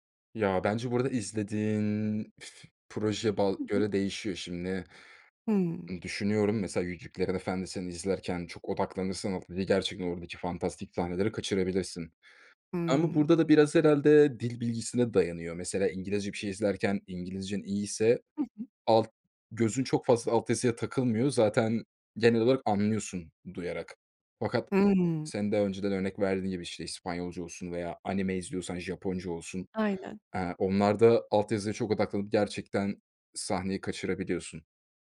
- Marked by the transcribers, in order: drawn out: "izlediğin"; "Yüzüklerin" said as "yücüklerin"; other background noise
- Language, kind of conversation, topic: Turkish, podcast, Dublajı mı yoksa altyazıyı mı tercih edersin, neden?
- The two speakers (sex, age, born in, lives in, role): female, 30-34, Turkey, Bulgaria, host; male, 25-29, Turkey, Germany, guest